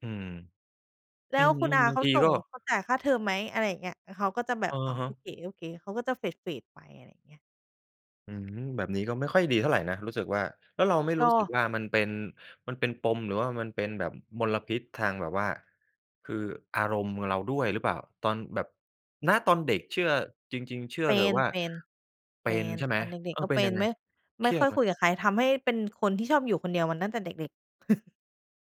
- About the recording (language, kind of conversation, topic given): Thai, podcast, คุณรับมือกับคำวิจารณ์จากญาติอย่างไร?
- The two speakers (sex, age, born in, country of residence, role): female, 30-34, Thailand, Thailand, guest; male, 35-39, Thailand, Thailand, host
- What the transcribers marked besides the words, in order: in English: "เฟด ๆ"; chuckle